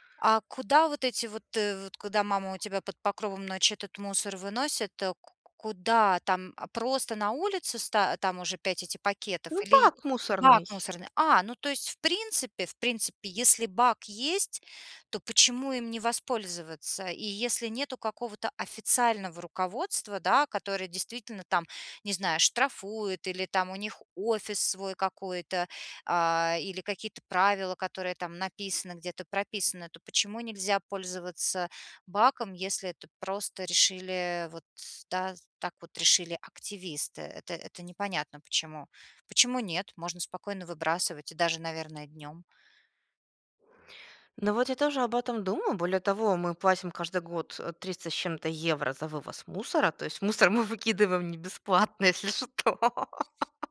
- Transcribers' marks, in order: laughing while speaking: "не бесплатно, если что"
- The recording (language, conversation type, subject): Russian, advice, Как найти баланс между моими потребностями и ожиданиями других, не обидев никого?